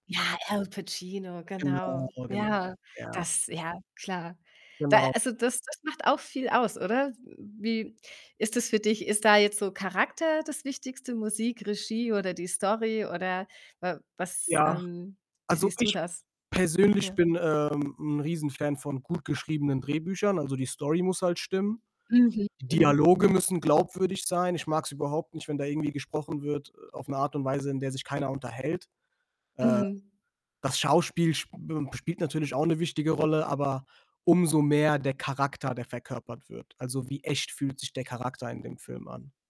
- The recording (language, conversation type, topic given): German, podcast, Welcher Film hat dich besonders bewegt?
- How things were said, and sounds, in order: distorted speech